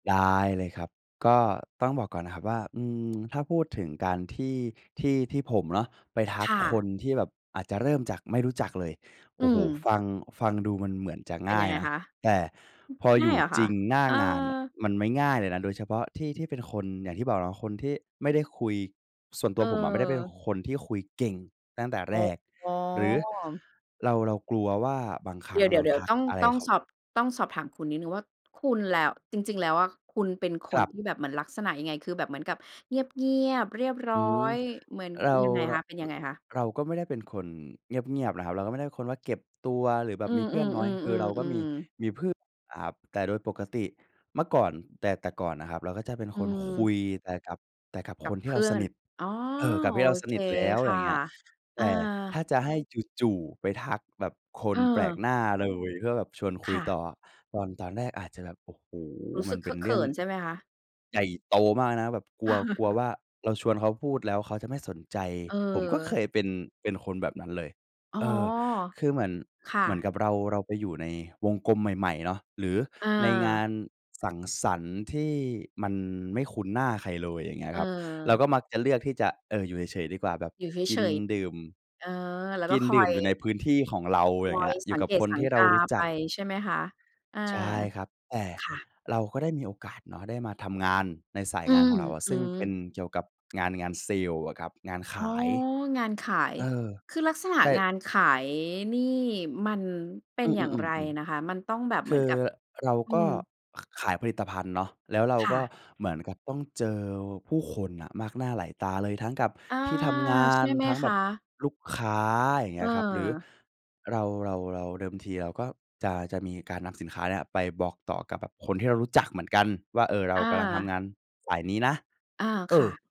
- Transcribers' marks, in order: tapping; chuckle
- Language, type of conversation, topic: Thai, podcast, จะเริ่มคุยกับคนแปลกหน้าอย่างไรให้คุยกันต่อได้?